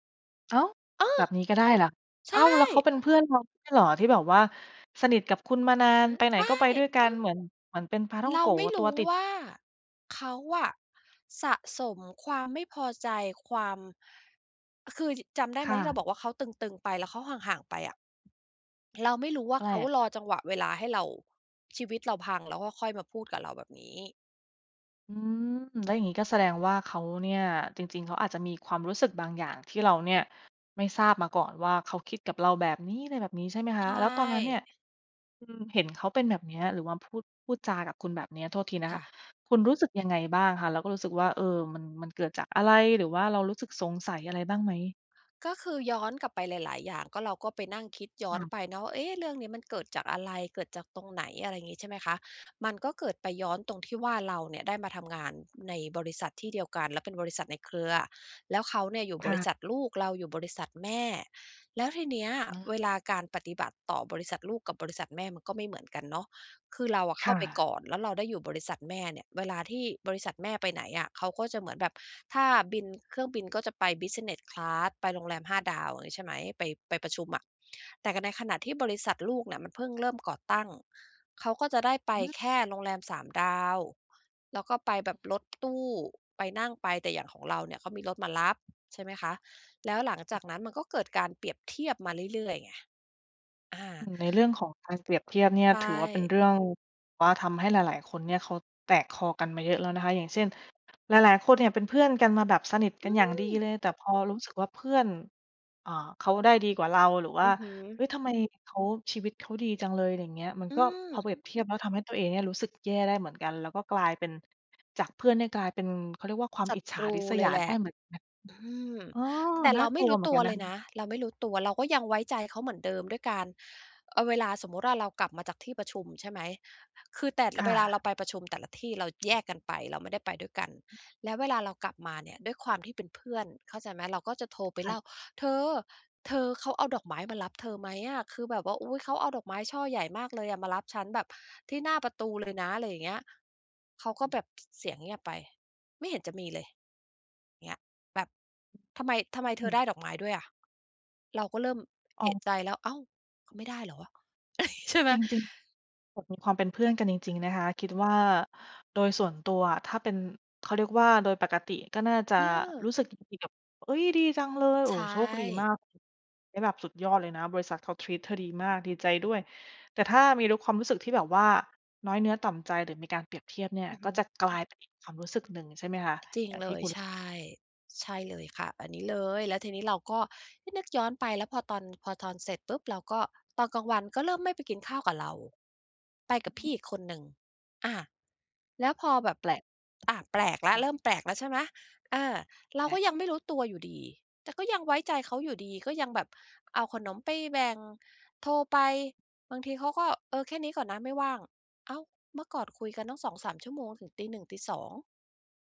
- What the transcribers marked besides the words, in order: surprised: "เออ ใช่"; stressed: "ใช่"; other background noise; chuckle; laughing while speaking: "ใช่ไหม"; unintelligible speech; in English: "treat"; "แปลก" said as "แปลด"
- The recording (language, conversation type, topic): Thai, podcast, เมื่อความไว้ใจหายไป ควรเริ่มฟื้นฟูจากตรงไหนก่อน?